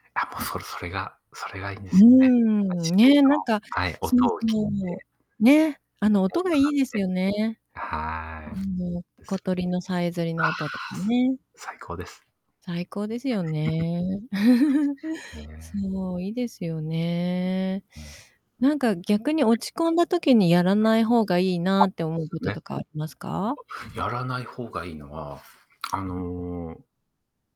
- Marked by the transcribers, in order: distorted speech; other background noise; unintelligible speech; laugh; static; unintelligible speech
- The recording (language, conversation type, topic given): Japanese, unstructured, 気分が落ち込んだとき、何をすると元気になりますか？
- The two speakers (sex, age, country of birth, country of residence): female, 55-59, Japan, Japan; male, 35-39, Japan, Japan